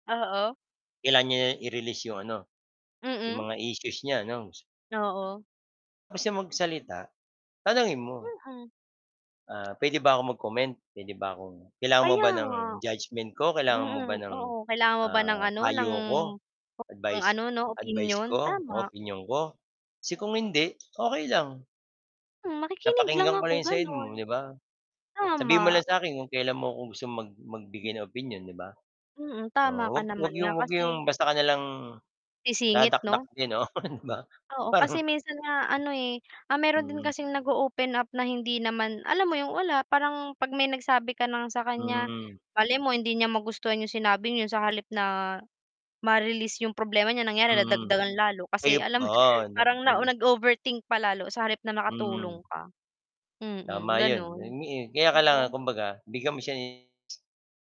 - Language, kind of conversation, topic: Filipino, unstructured, Ano ang papel ng pakikinig sa paglutas ng alitan?
- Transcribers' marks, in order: static; unintelligible speech; distorted speech; tapping; mechanical hum; laughing while speaking: "oh, 'di ba. Parang"; other background noise; unintelligible speech